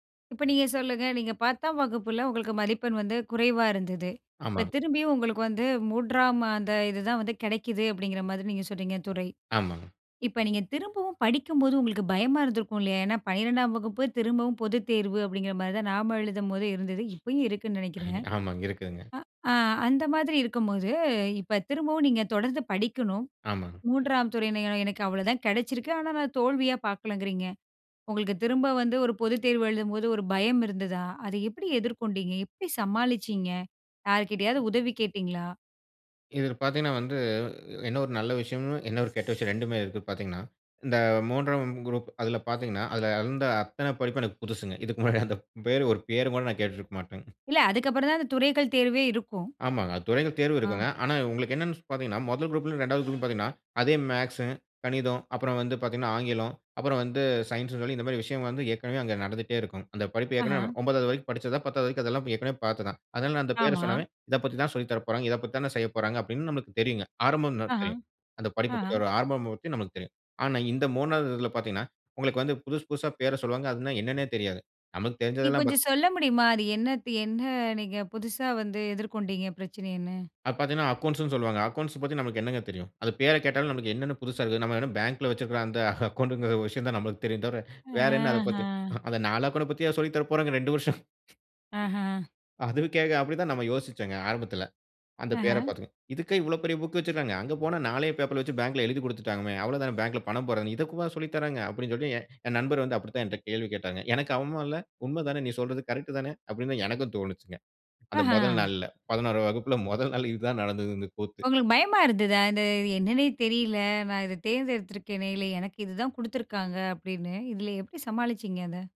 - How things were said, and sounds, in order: chuckle; fan; laughing while speaking: "முன்னாடி"; other background noise; unintelligible speech; laughing while speaking: "அந்த அக்கவுண்ட்டுங்கிற"; drawn out: "அஹ்ம்"; laughing while speaking: "ரெண்டு வருஷம். அதுவுக்கே"; "இதக்கூடவா" said as "இதக்கூவா"
- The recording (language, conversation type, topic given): Tamil, podcast, மாற்றத்தில் தோல்வி ஏற்பட்டால் நீங்கள் மீண்டும் எப்படித் தொடங்குகிறீர்கள்?
- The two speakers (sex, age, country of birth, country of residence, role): female, 35-39, India, India, host; male, 35-39, India, India, guest